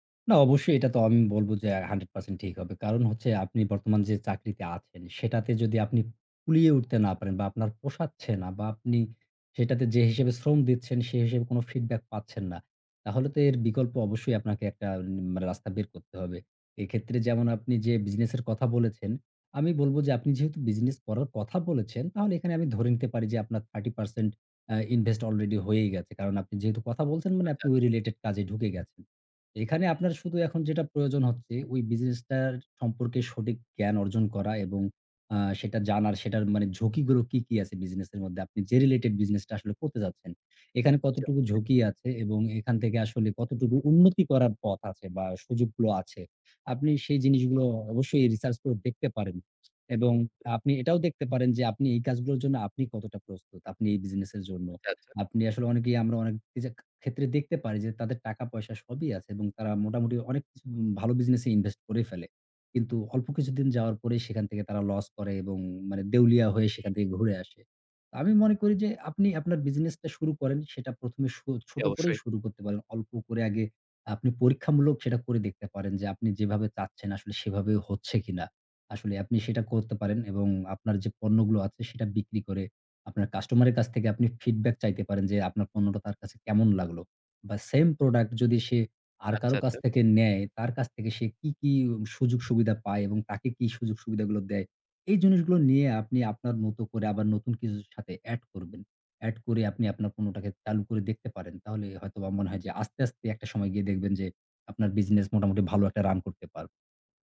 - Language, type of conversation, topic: Bengali, advice, স্থায়ী চাকরি ছেড়ে নতুন উদ্যোগের ঝুঁকি নেওয়া নিয়ে আপনার দ্বিধা কীভাবে কাটাবেন?
- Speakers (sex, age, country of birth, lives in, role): male, 25-29, Bangladesh, Bangladesh, user; male, 35-39, Bangladesh, Bangladesh, advisor
- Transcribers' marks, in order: other background noise; "বলেছেন" said as "বলেছেনম"; horn; "গুলো" said as "গুরো"; unintelligible speech; unintelligible speech